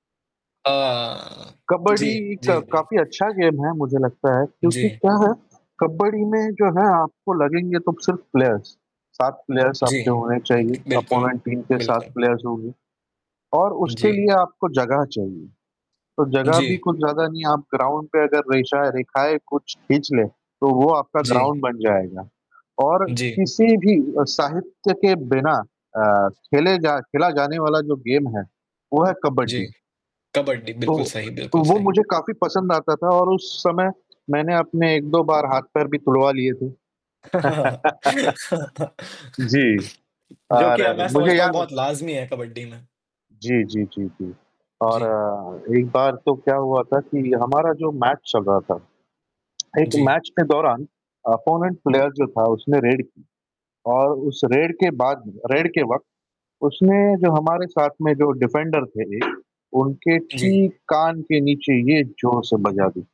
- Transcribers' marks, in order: static; in English: "गेम"; distorted speech; other background noise; in English: "प्लेयर्स"; in English: "प्लेयर्स"; in English: "अपोनेंट टीम"; in English: "प्लेयर्स"; in English: "ग्राउंड"; in English: "ग्राउंड"; in English: "गेम"; chuckle; laugh; in English: "अपोनेंट प्लेयर"; in English: "रेड"; in English: "रेड"; in English: "रेड"; in English: "डिफ़ेंडर"
- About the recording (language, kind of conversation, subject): Hindi, unstructured, आपके लिए सबसे खास खेल कौन से हैं और क्यों?